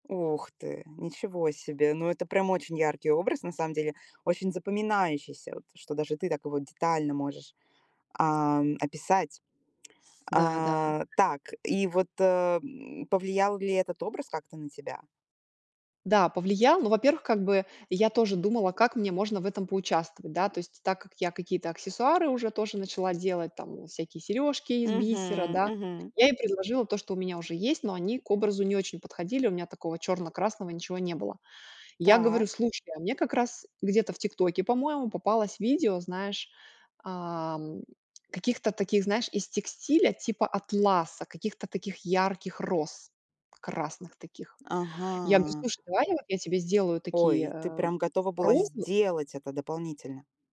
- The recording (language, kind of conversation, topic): Russian, podcast, Как вы обычно находите вдохновение для новых идей?
- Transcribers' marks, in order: tapping; other background noise